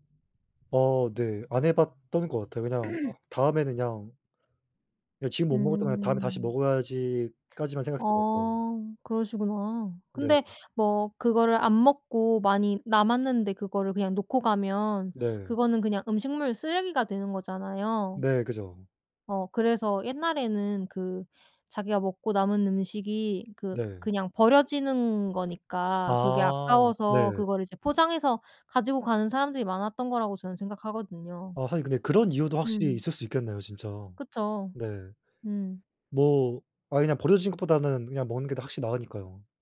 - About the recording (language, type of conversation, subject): Korean, unstructured, 식당에서 남긴 음식을 가져가는 게 왜 논란이 될까?
- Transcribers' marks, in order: throat clearing